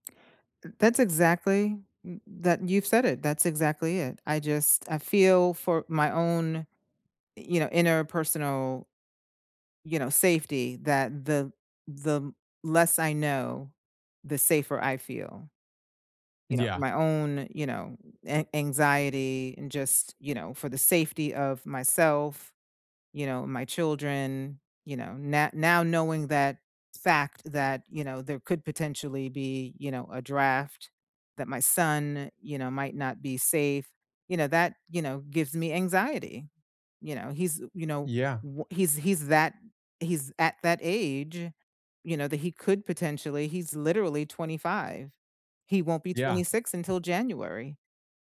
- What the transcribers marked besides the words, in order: none
- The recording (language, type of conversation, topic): English, unstructured, How do you keep up with the news these days, and what helps you make sense of it?
- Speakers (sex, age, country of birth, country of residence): female, 55-59, United States, United States; male, 20-24, United States, United States